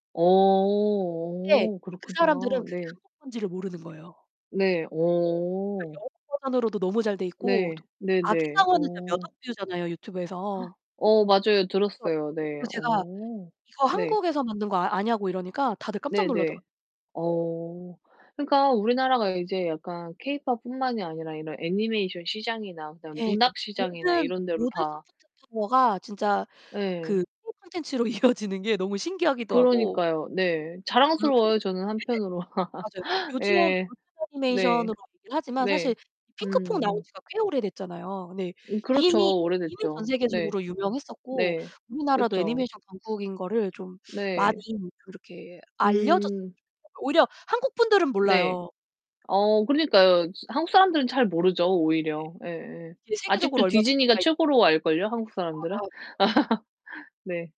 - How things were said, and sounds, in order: distorted speech; tapping; gasp; laugh; other background noise; laugh
- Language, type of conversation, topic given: Korean, unstructured, 어릴 때 가장 기억에 남았던 만화나 애니메이션은 무엇이었나요?